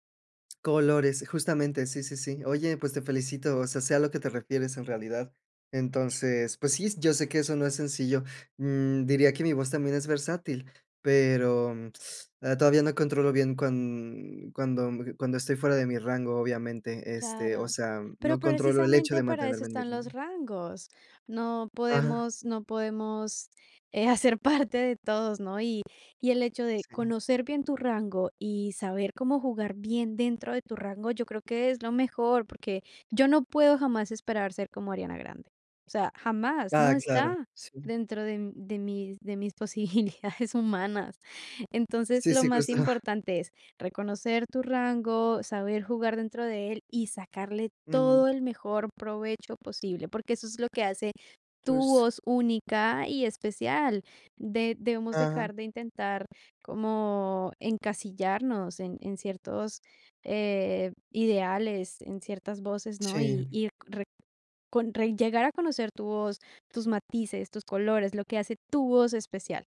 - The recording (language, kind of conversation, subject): Spanish, podcast, ¿Cómo empezaste con tu pasatiempo favorito?
- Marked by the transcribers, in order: tapping; teeth sucking; other background noise; laughing while speaking: "posibilidades humanas"; laughing while speaking: "cuesta"